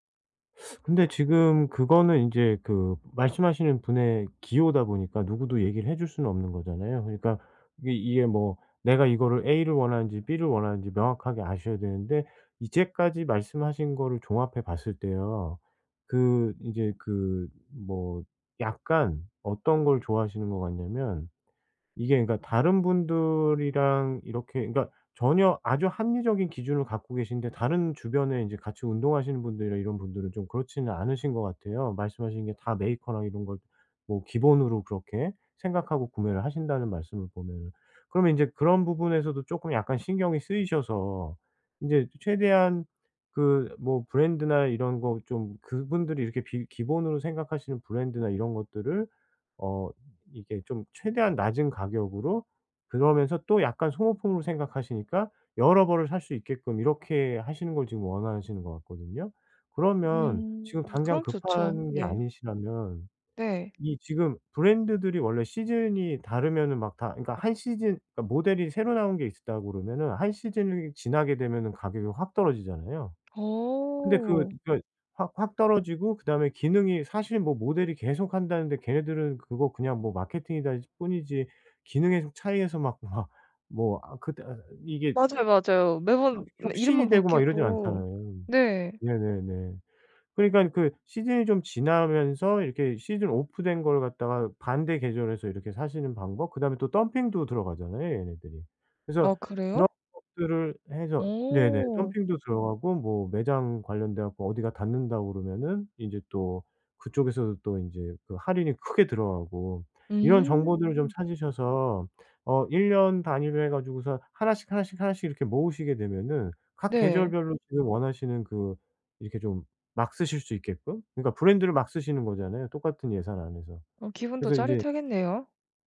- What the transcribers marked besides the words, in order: teeth sucking; other background noise; tapping; background speech
- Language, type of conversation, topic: Korean, advice, 예산이 한정된 상황에서 어떻게 하면 좋은 선택을 할 수 있을까요?